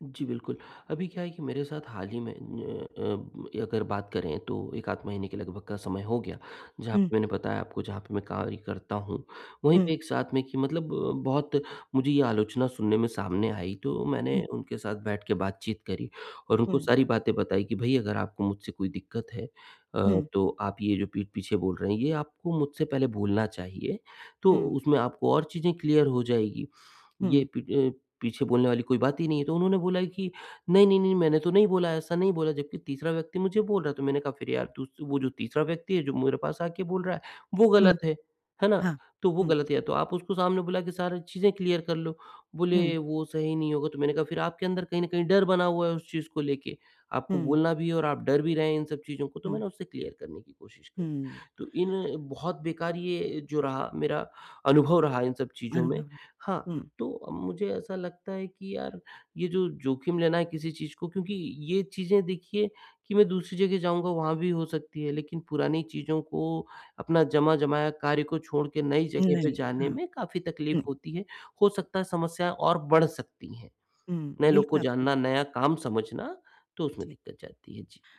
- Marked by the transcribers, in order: in English: "क्लियर"; in English: "क्लियर"; in English: "क्लियर"; tapping
- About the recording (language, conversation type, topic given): Hindi, advice, बाहरी आलोचना के डर से मैं जोखिम क्यों नहीं ले पाता?
- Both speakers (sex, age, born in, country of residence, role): female, 45-49, India, India, advisor; male, 45-49, India, India, user